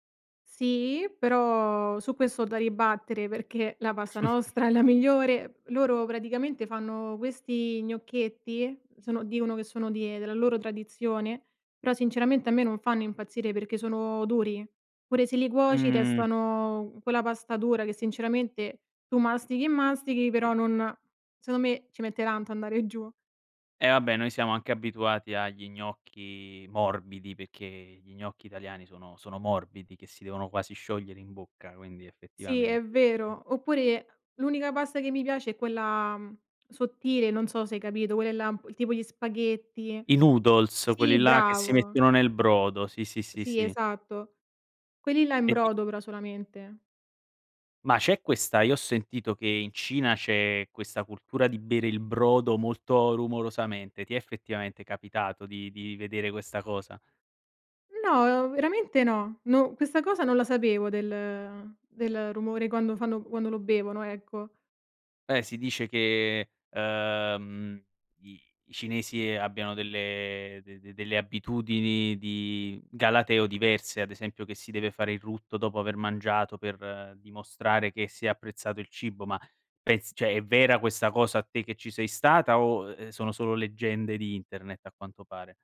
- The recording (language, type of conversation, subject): Italian, podcast, Raccontami di una volta in cui il cibo ha unito persone diverse?
- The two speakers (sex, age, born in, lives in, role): female, 25-29, Italy, Italy, guest; male, 25-29, Italy, Italy, host
- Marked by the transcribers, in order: laughing while speaking: "nostra è"; chuckle; "secondo" said as "seono"; unintelligible speech; "cioè" said as "ceh"